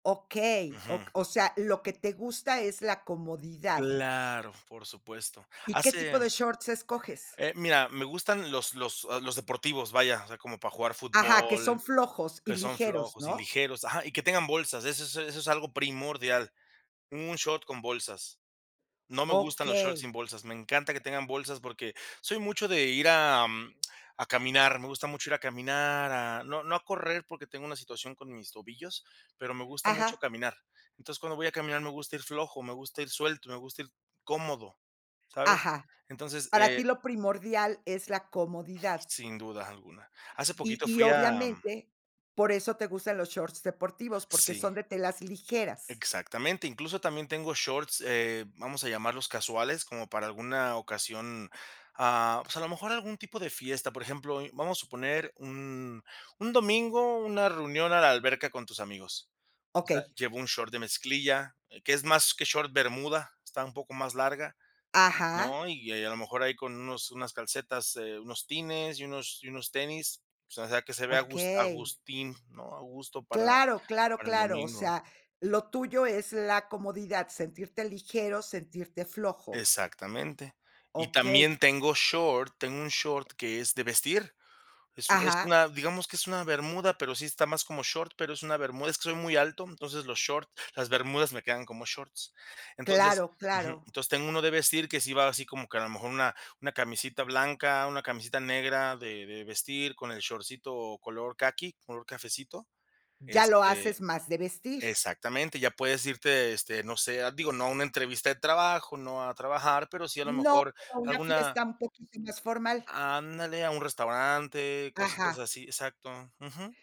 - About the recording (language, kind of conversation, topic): Spanish, podcast, ¿Qué ropa te hace sentir más tú?
- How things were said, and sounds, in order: none